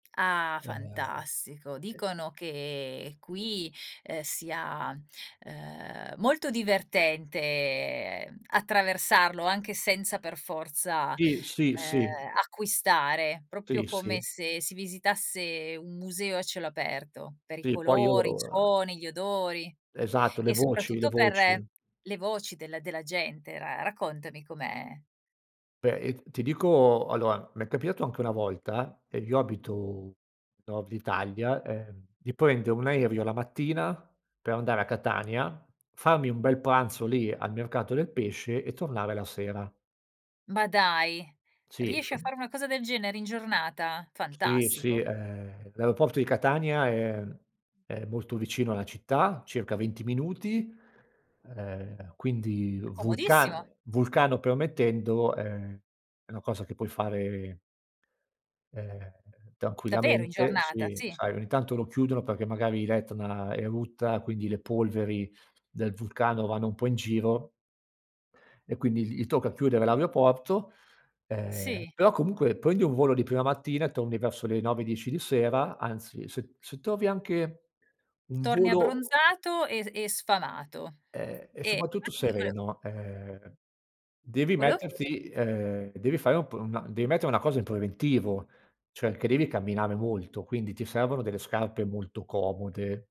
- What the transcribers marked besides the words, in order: unintelligible speech; other noise; drawn out: "che"; drawn out: "divertente"; "proprio" said as "propio"
- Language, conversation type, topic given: Italian, podcast, Quale città italiana ti sembra la più ispiratrice per lo stile?